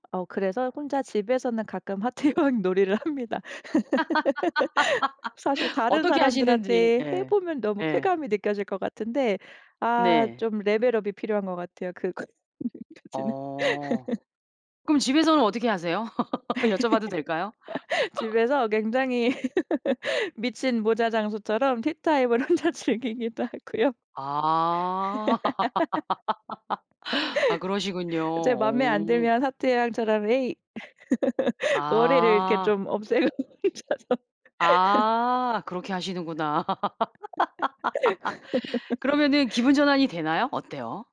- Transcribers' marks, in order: tapping; laughing while speaking: "하트의 여왕 놀이를 합니다"; laugh; in English: "레벨 업이"; laughing while speaking: "그것까지는"; laugh; laugh; laughing while speaking: "여쭤봐도 될까요?"; laughing while speaking: "집에서 굉장히"; laugh; laughing while speaking: "혼자 즐기기도 하고요"; laugh; laugh; laughing while speaking: "없애고 혼자서"; laugh
- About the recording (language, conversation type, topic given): Korean, podcast, 좋아하는 이야기가 당신에게 어떤 영향을 미쳤나요?